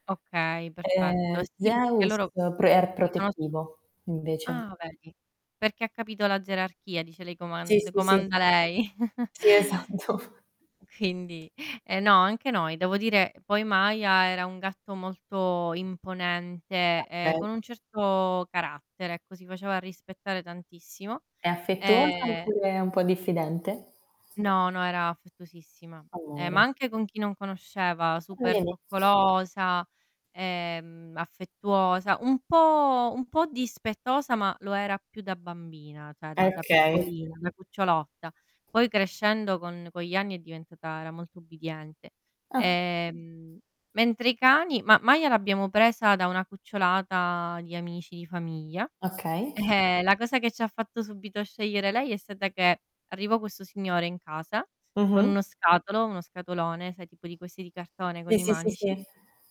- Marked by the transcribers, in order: static; distorted speech; chuckle; laughing while speaking: "Sì, esatto"; tapping; unintelligible speech
- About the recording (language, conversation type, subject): Italian, unstructured, Qual è il ricordo più bello che hai con un animale?